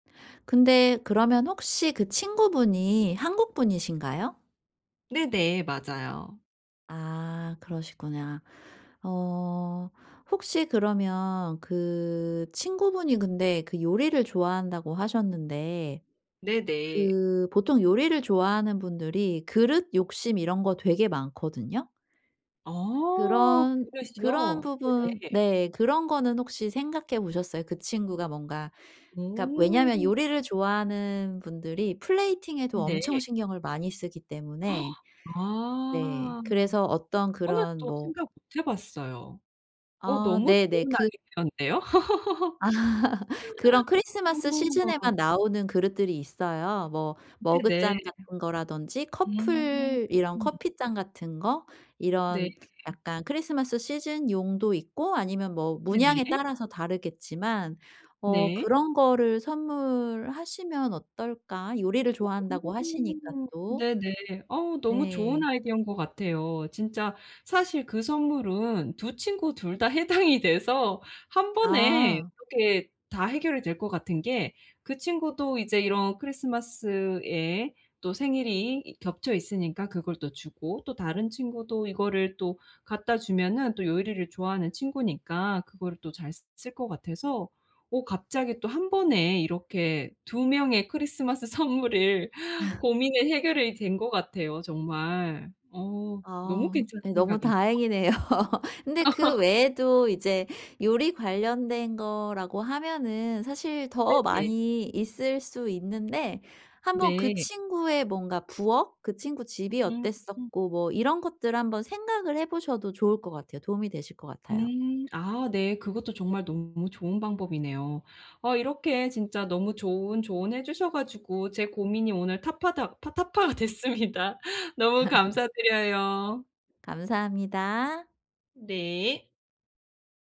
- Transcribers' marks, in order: other background noise; tapping; in English: "플레이팅에도"; gasp; in English: "아이디어인데요?"; laugh; laughing while speaking: "어"; in English: "시즌에만"; in English: "시즌용도"; in English: "아이디어인"; laughing while speaking: "선물을"; laugh; laugh; laughing while speaking: "됐습니다"; laugh
- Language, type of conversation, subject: Korean, advice, 선물을 고르고 예쁘게 포장하려면 어떻게 하면 좋을까요?